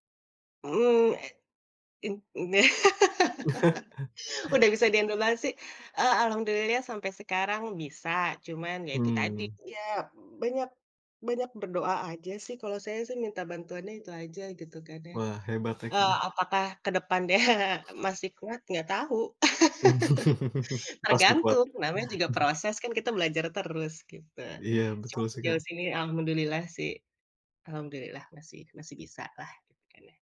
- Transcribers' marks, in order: laugh; in English: "handle"; chuckle; tapping; laughing while speaking: "depannya"; laugh; chuckle
- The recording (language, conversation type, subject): Indonesian, podcast, Bagaimana cara kamu mengatasi stres yang datang mendadak?